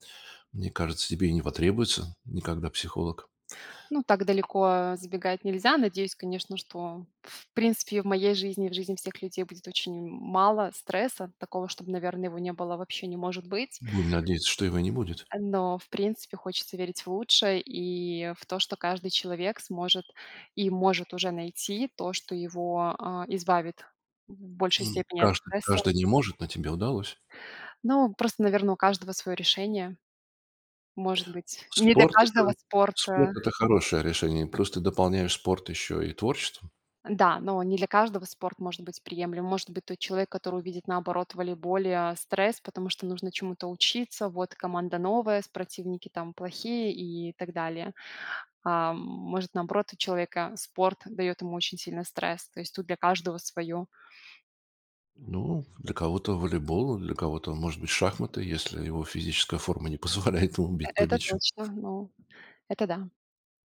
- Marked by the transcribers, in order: other background noise; tapping; grunt
- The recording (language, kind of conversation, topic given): Russian, podcast, Как вы справляетесь со стрессом в повседневной жизни?